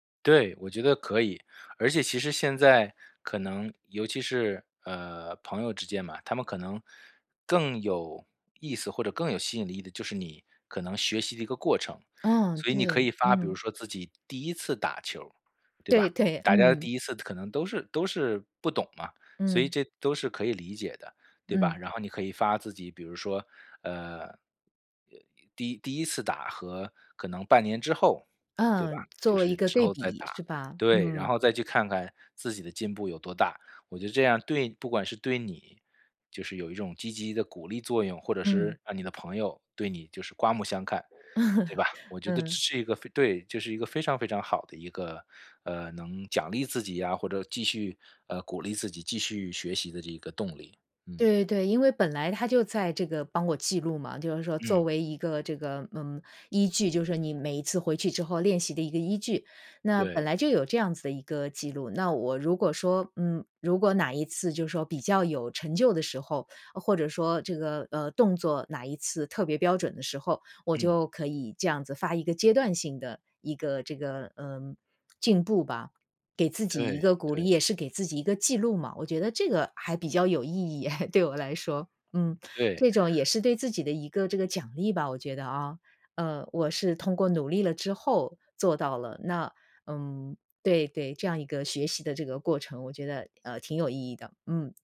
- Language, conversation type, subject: Chinese, advice, 我该如何选择一个有意义的奖励？
- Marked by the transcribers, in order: laugh; laughing while speaking: "诶，对我来说"